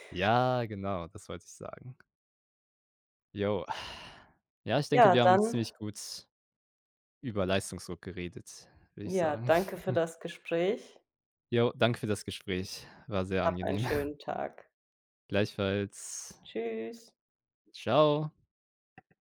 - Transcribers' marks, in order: other background noise; exhale; snort; snort; tapping
- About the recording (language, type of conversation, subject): German, unstructured, Was hältst du von dem Leistungsdruck, der durch ständige Vergleiche mit anderen entsteht?